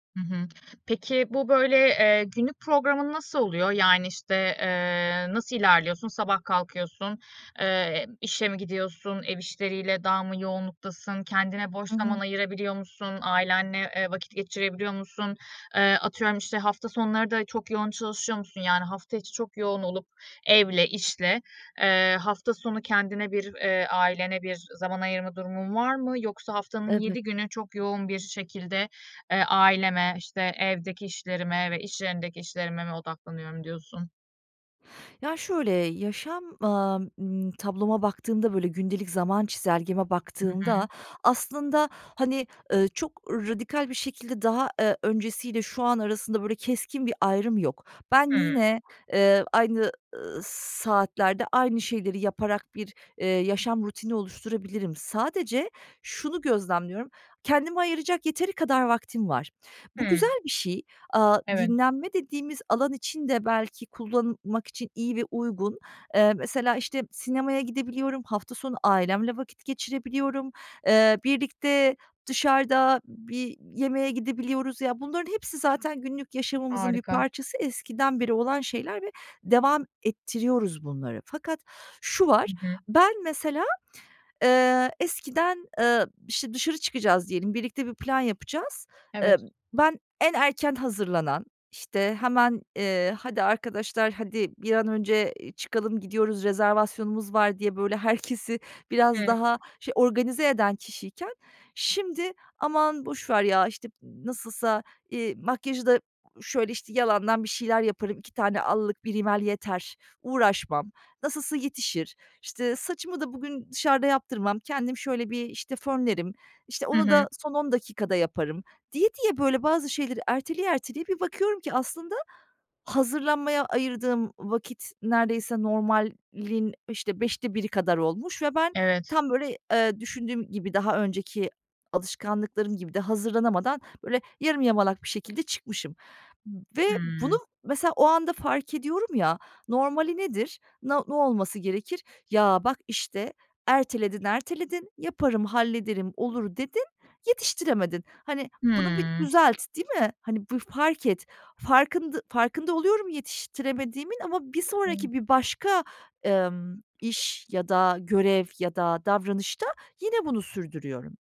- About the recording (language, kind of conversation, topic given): Turkish, advice, Sürekli erteleme ve son dakika paniklerini nasıl yönetebilirim?
- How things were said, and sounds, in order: other background noise; tapping; unintelligible speech